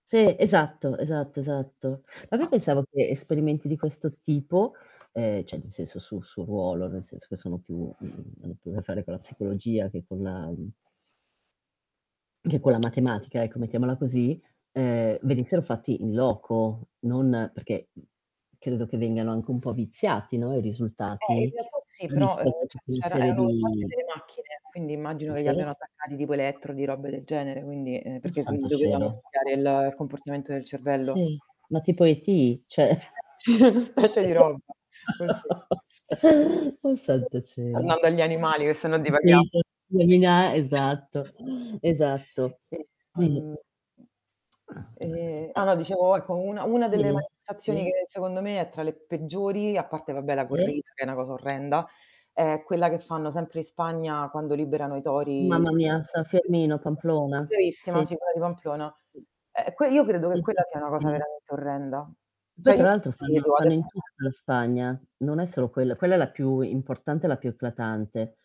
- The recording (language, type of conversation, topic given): Italian, unstructured, Cosa pensi delle pratiche culturali che coinvolgono animali?
- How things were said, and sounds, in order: static; other background noise; tapping; "cioè" said as "ceh"; distorted speech; background speech; chuckle; laughing while speaking: "esa"; chuckle; other noise; unintelligible speech; chuckle; unintelligible speech; "Cioè" said as "ceh"